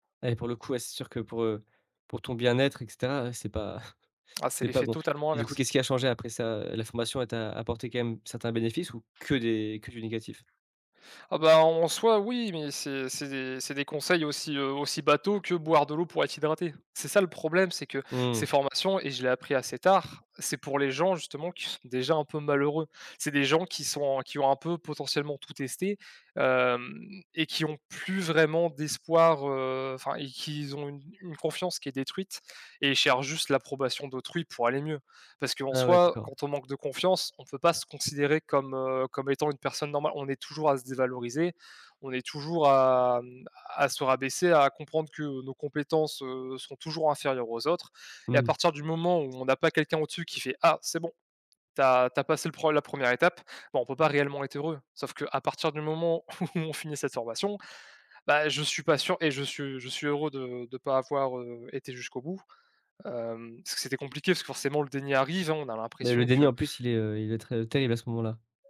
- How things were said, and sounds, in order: other background noise; laughing while speaking: "où"
- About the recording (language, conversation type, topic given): French, podcast, Comment fais-tu pour éviter de te comparer aux autres sur les réseaux sociaux ?